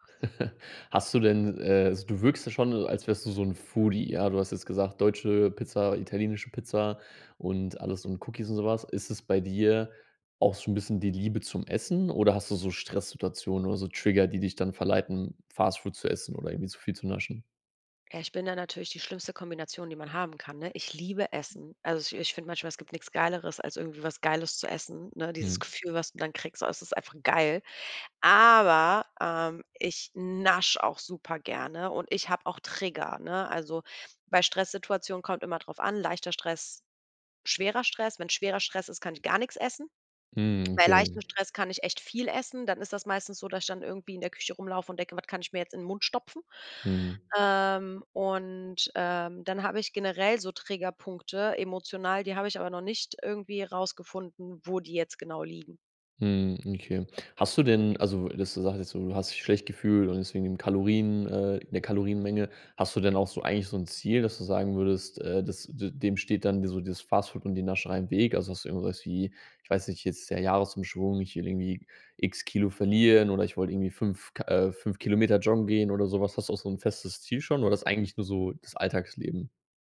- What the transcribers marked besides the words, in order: chuckle; in English: "Trigger"; drawn out: "Aber"
- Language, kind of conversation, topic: German, advice, Wie fühlt sich dein schlechtes Gewissen an, nachdem du Fastfood oder Süßigkeiten gegessen hast?